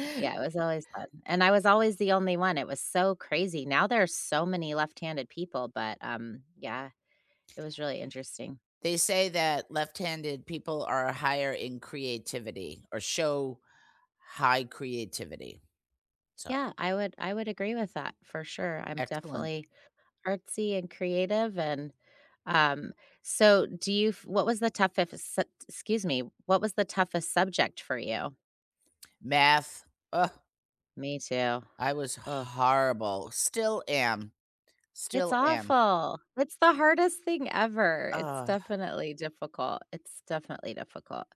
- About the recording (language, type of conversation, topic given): English, unstructured, What did homework look like at your house growing up, including where you did it, what the rules were, who helped, and what small wins you remember?
- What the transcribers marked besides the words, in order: other background noise; "toughest" said as "toughfefest"; stressed: "horrible"